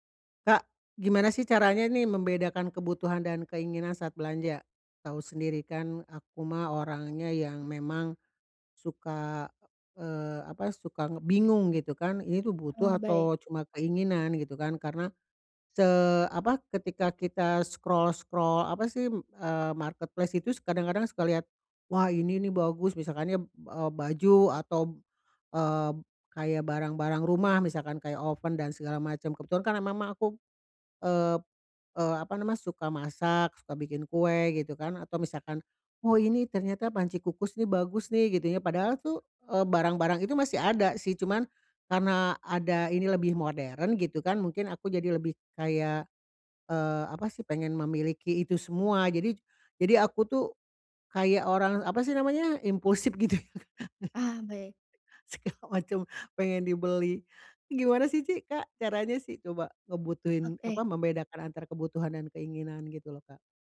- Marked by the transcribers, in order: in English: "scroll-scroll"; in English: "marketplace"; laugh
- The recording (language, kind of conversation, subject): Indonesian, advice, Bagaimana cara membedakan kebutuhan dan keinginan saat berbelanja?